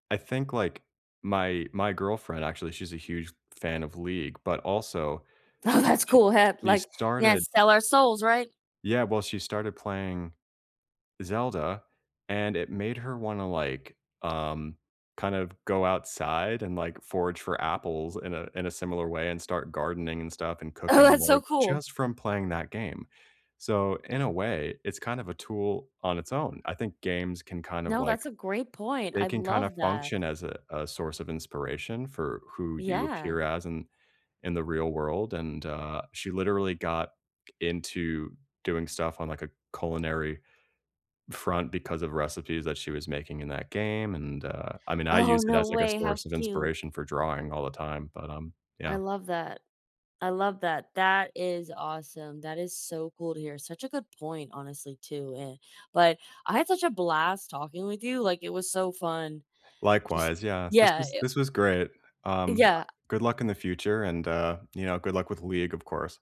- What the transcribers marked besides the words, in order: chuckle; laughing while speaking: "Oh"; tapping; laughing while speaking: "Oh"
- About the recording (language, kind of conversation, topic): English, unstructured, Who helps you grow, and what simple tools keep you moving forward together?
- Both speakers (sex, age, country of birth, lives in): female, 30-34, United States, United States; male, 35-39, United States, United States